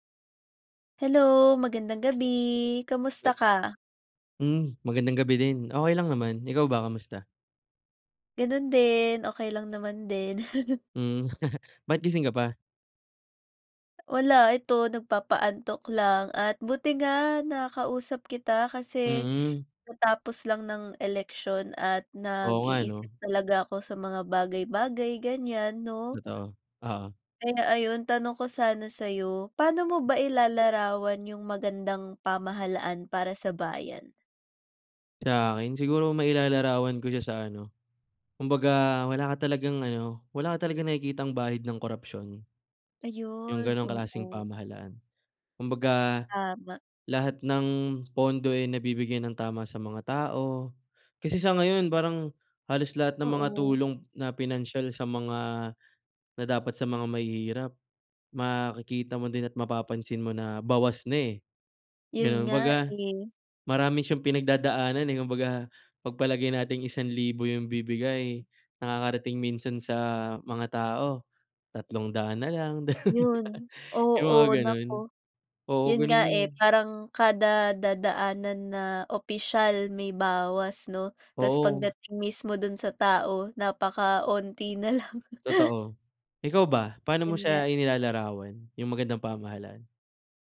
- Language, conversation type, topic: Filipino, unstructured, Paano mo ilalarawan ang magandang pamahalaan para sa bayan?
- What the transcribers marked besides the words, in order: tapping; laugh; other background noise; laughing while speaking: "dalawang daan"; chuckle